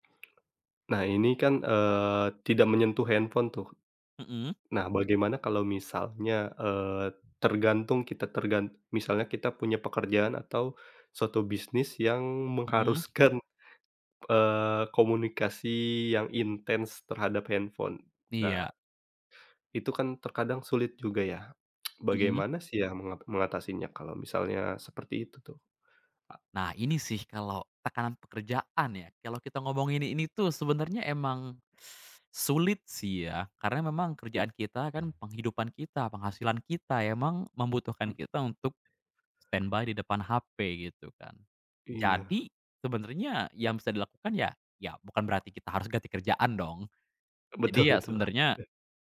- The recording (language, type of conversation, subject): Indonesian, podcast, Bagaimana kamu mengatur waktu di depan layar supaya tidak kecanduan?
- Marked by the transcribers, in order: tapping; laughing while speaking: "mengharuskan"; tsk; other background noise; teeth sucking; in English: "standby"; laughing while speaking: "Betul betul"